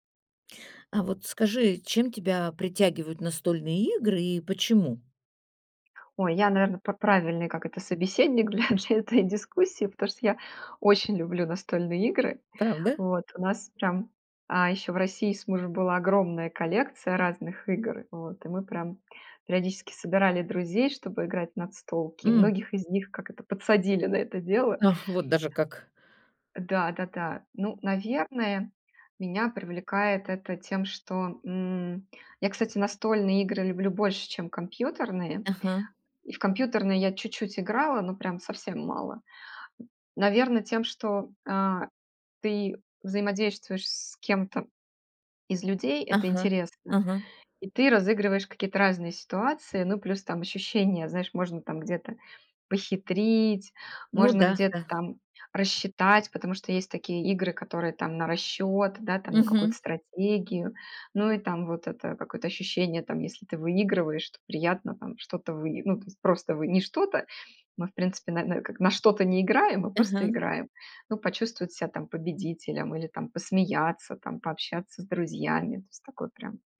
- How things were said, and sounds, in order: laughing while speaking: "для"; other background noise; tapping
- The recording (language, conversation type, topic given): Russian, podcast, Почему тебя притягивают настольные игры?